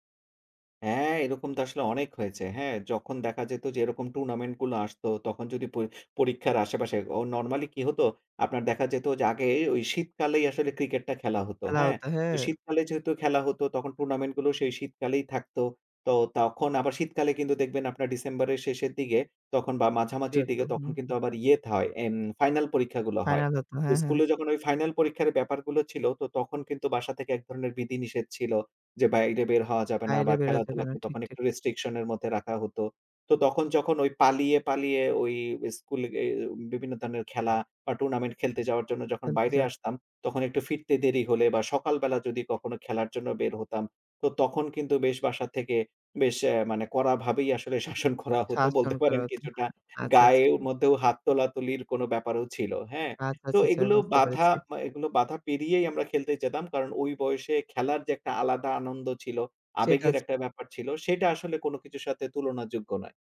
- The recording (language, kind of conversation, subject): Bengali, podcast, খেলার সময় তোমার সবচেয়ে মজার স্মৃতি কোনটা?
- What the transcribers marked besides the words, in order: in English: "নরমালি"; in English: "টুর্নামেন্ট"; in English: "ফাইনাল"; in English: "ফাইনাল"; in English: "স্কুল"; in English: "ফাইনাল"; in English: "রেস্ট্রিকশন"; in English: "টুর্নামেন্ট"; unintelligible speech